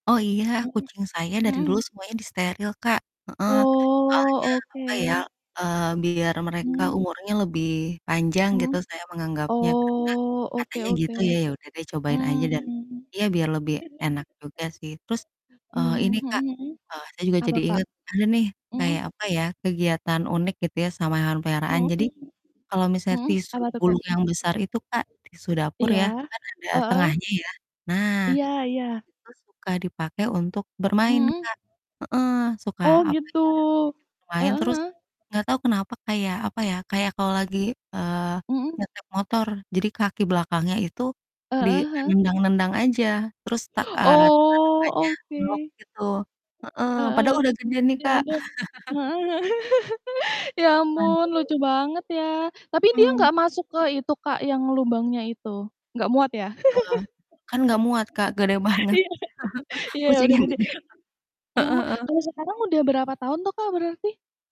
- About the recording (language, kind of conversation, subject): Indonesian, unstructured, Apa kegiatan favoritmu bersama hewan peliharaanmu?
- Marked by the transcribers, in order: distorted speech; other background noise; tapping; background speech; laughing while speaking: "heeh"; laugh; chuckle; unintelligible speech; laugh; laughing while speaking: "Iya"; laugh; laughing while speaking: "banget"; chuckle